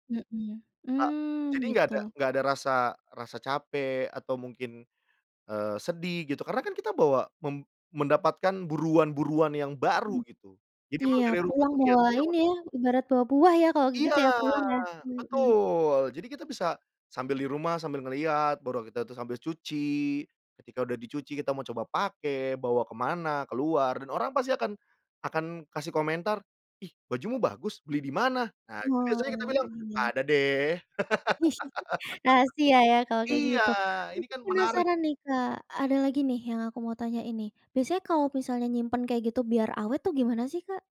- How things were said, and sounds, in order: other background noise; chuckle; laugh
- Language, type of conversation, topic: Indonesian, podcast, Bagaimana kamu tetap tampil gaya sambil tetap hemat anggaran?
- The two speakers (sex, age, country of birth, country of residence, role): female, 20-24, Indonesia, Indonesia, host; male, 30-34, Indonesia, Indonesia, guest